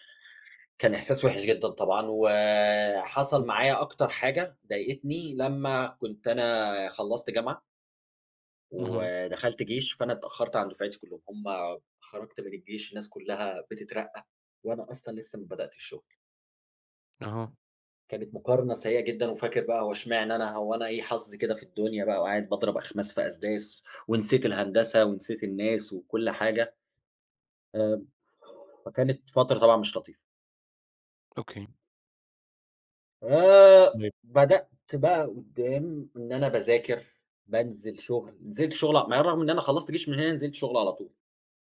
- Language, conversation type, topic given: Arabic, podcast, إيه أسهل طريقة تبطّل تقارن نفسك بالناس؟
- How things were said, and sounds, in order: other noise; tapping; other background noise; unintelligible speech